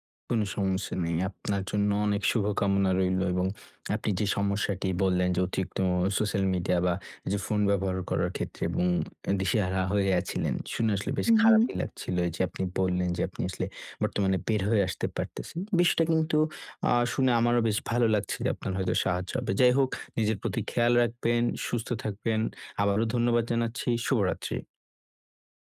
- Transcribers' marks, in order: tapping
- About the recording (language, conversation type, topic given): Bengali, advice, সোশ্যাল মিডিয়ার ব্যবহার সীমিত করে আমি কীভাবে মনোযোগ ফিরিয়ে আনতে পারি?